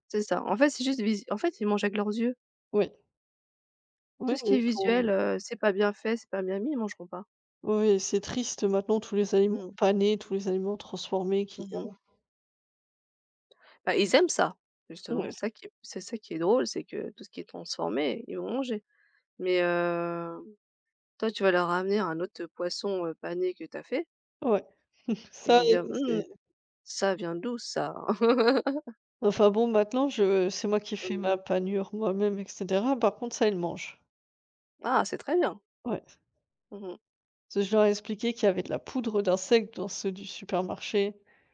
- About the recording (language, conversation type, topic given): French, unstructured, Qu’est-ce qui te motive à essayer une nouvelle recette ?
- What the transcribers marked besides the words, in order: chuckle; laugh